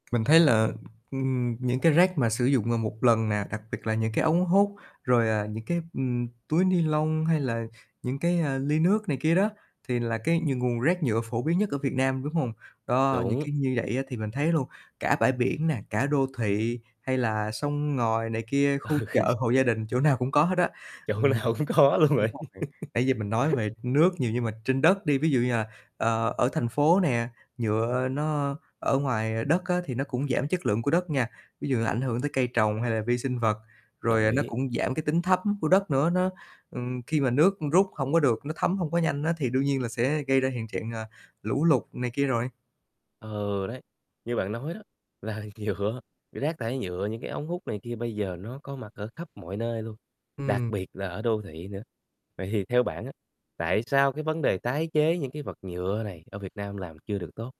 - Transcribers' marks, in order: tapping; distorted speech; laughing while speaking: "Ừ. Chỗ nào cũng có luôn bạn"; other background noise; chuckle
- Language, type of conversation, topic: Vietnamese, podcast, Theo bạn, vì sao rác nhựa lại trở thành một vấn đề lớn?